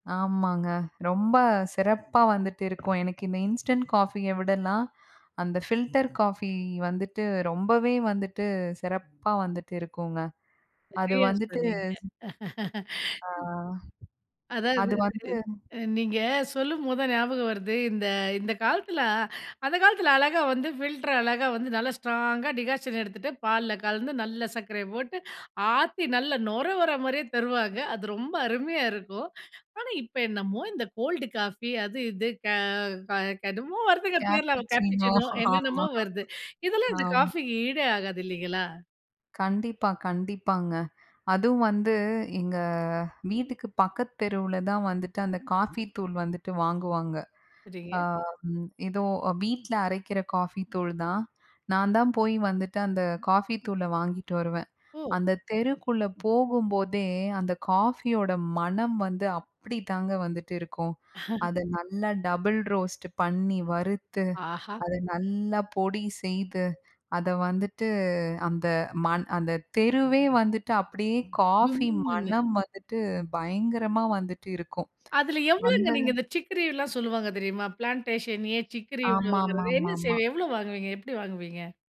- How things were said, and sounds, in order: tapping; in English: "இன்ஸ்டன்ட் காஃபிய"; in English: "ஃபில்டர் காஃபி"; other background noise; laugh; drawn out: "அ"; in English: "ஃபில்டர்"; in English: "கோல்டு காஃபி"; in English: "கேப்புச்சினோ"; in English: "கேப்பச்சினோ"; laughing while speaking: "ஆமா, ஆமா"; drawn out: "எங்க"; chuckle; in English: "டபுள் ரோஸ்ட்டு"; unintelligible speech; in English: "பிளான்டேஷன்"
- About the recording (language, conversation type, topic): Tamil, podcast, மாலை தேநீர் அல்லது காபி நேரத்தை நீங்கள் எப்படி அனுபவிக்கிறீர்கள்?